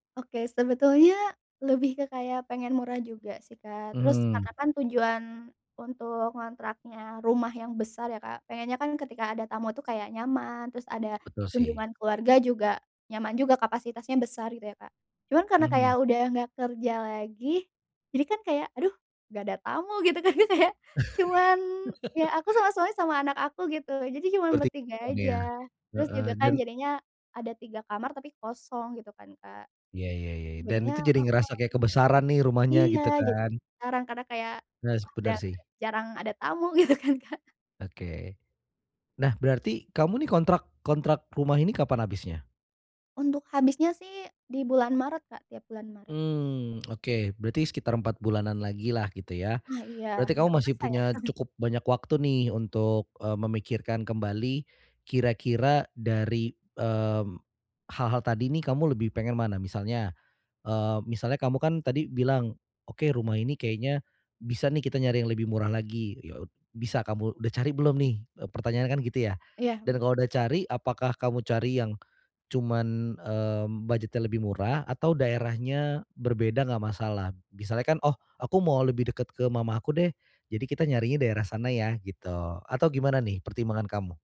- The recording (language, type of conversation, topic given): Indonesian, advice, Bagaimana cara membuat anggaran pindah rumah yang realistis?
- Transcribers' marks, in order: chuckle; laughing while speaking: "gitu kan ya, Kak, ya"; in English: "Yes"; laughing while speaking: "gitu kan, Kak"; chuckle